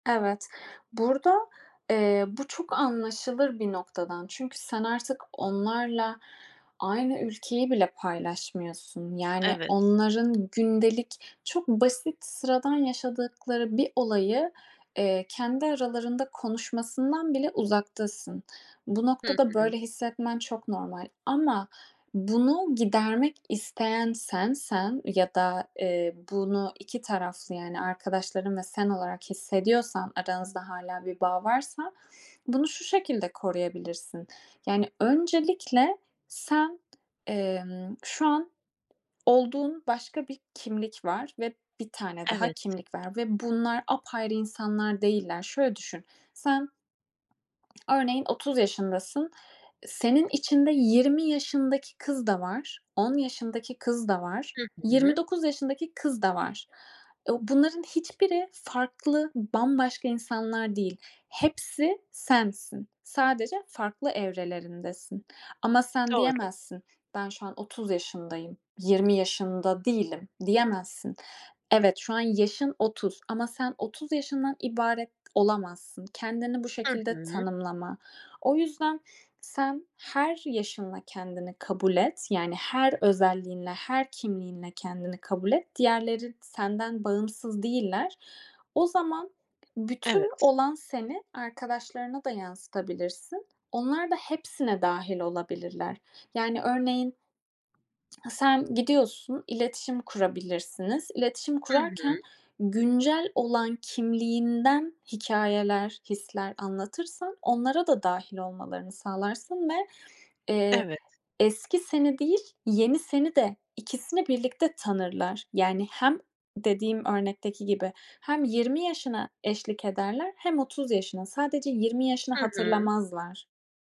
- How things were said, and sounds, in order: background speech; tapping; other background noise
- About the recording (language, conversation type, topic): Turkish, advice, Hayat evrelerindeki farklılıklar yüzünden arkadaşlıklarımda uyum sağlamayı neden zor buluyorum?